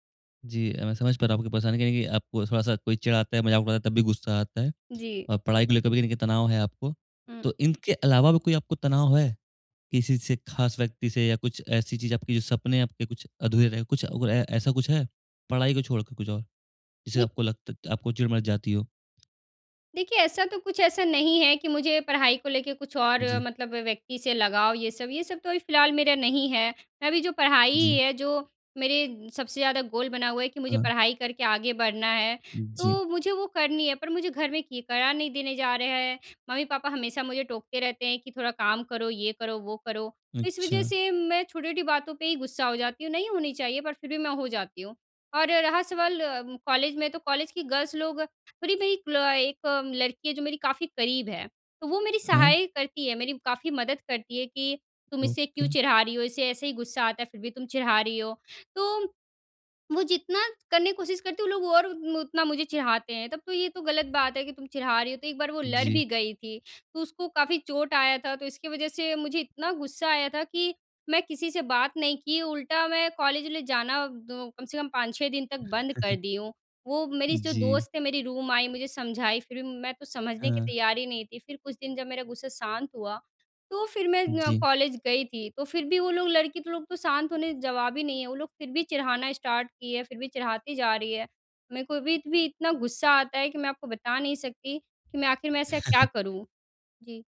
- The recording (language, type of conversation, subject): Hindi, advice, मुझे बार-बार छोटी-छोटी बातों पर गुस्सा क्यों आता है और यह कब तथा कैसे होता है?
- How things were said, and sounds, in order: in English: "गर्ल्स"; in English: "ओके"; chuckle; in English: "रूम"; in English: "स्टार्ट"; chuckle